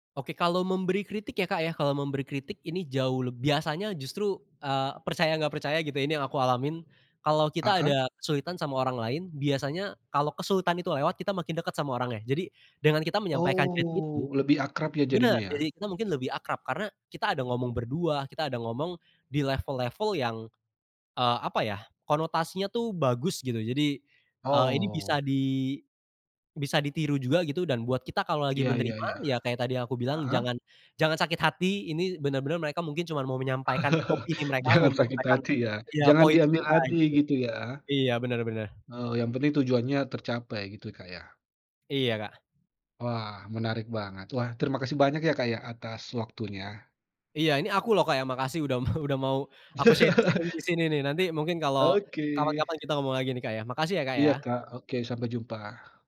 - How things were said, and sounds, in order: drawn out: "Oh"; unintelligible speech; chuckle; tapping; laughing while speaking: "mau"; laugh; in English: "sharing-sharing"; other background noise
- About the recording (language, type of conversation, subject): Indonesian, podcast, Bagaimana cara kamu menyampaikan kritik tanpa membuat orang tersinggung?